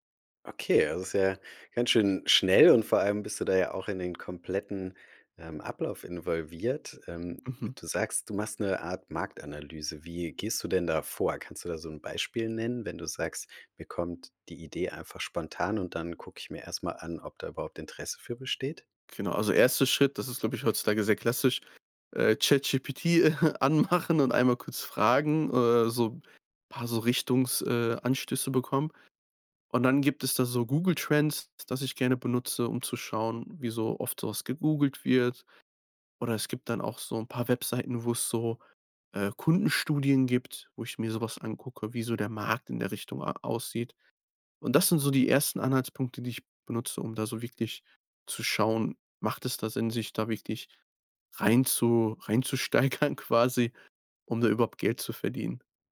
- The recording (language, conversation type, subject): German, podcast, Wie testest du Ideen schnell und günstig?
- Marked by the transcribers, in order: chuckle; laughing while speaking: "anmachen"; laughing while speaking: "reinzusteigern"